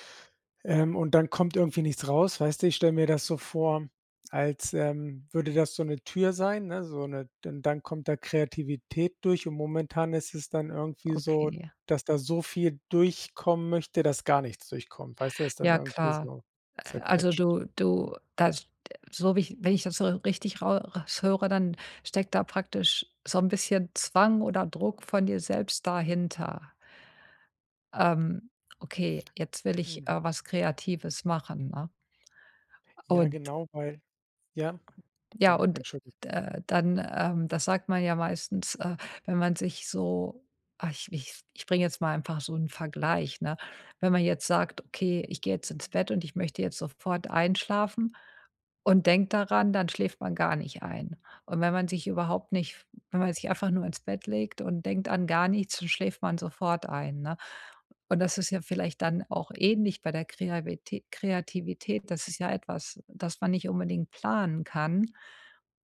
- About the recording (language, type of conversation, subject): German, advice, Wie kann ich eine kreative Routine aufbauen, auch wenn Inspiration nur selten kommt?
- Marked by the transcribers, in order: none